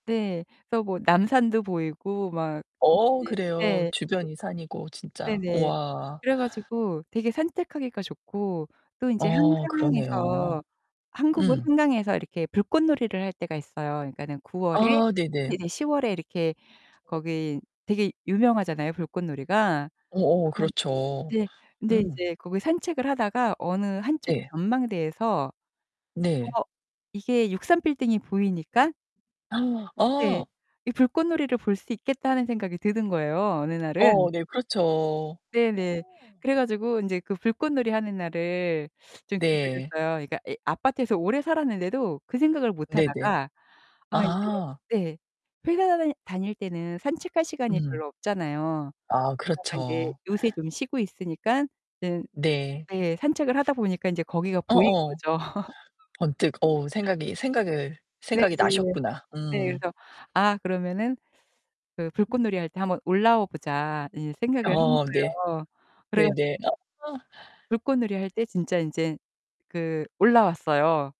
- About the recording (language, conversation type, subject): Korean, podcast, 산책하다가 발견한 작은 기쁨을 함께 나눠주실래요?
- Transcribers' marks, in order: distorted speech; "산책하기가" said as "산택하기가"; other background noise; gasp; laugh; laughing while speaking: "아"; tapping